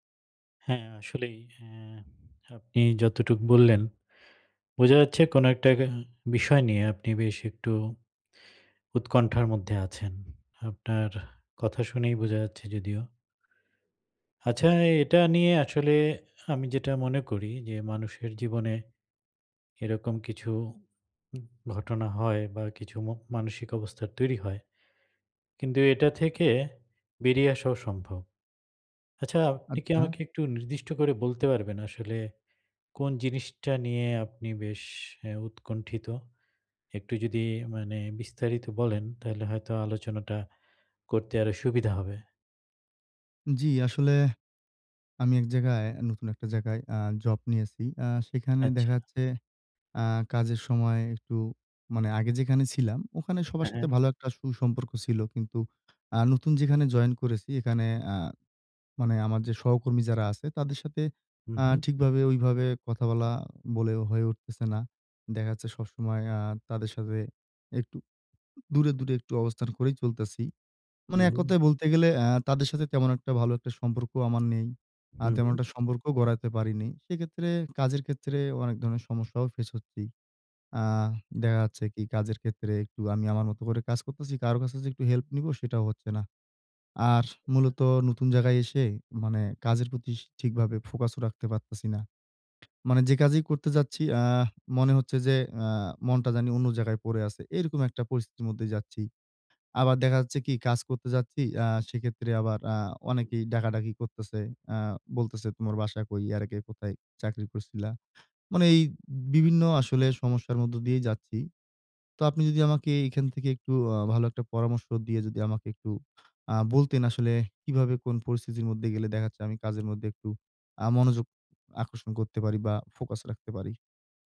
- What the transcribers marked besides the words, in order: tapping; hiccup; "আর" said as "আরস"
- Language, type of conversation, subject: Bengali, advice, কাজের সময় কীভাবে বিভ্রান্তি কমিয়ে মনোযোগ বাড়ানো যায়?